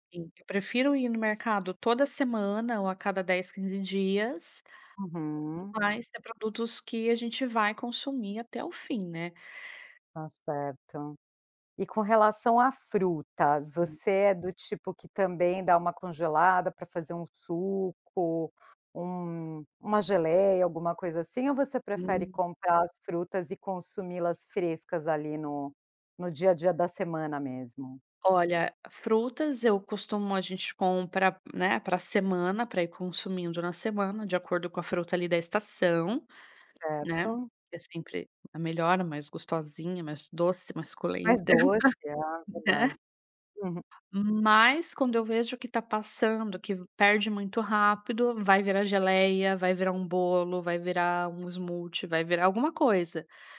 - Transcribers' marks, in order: tapping; other noise; chuckle
- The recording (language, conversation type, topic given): Portuguese, podcast, Como evitar o desperdício na cozinha do dia a dia?